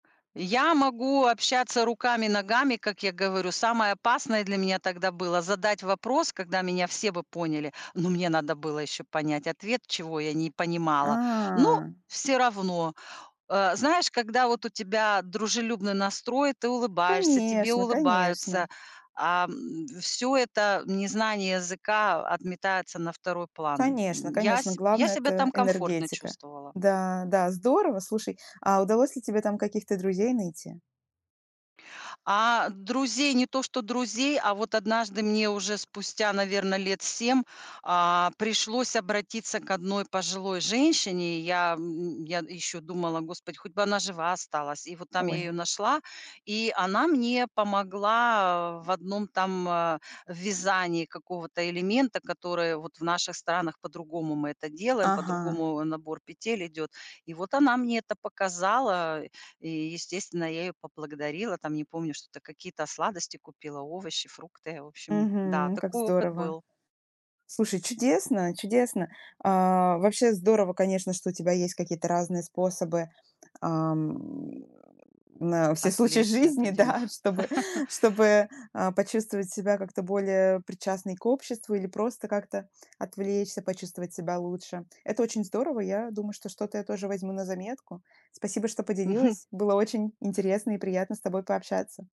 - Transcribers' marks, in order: other background noise; drawn out: "А"; laughing while speaking: "да, чтобы"; laugh; chuckle
- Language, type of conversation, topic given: Russian, podcast, Что обычно помогает вам не чувствовать себя одиноким?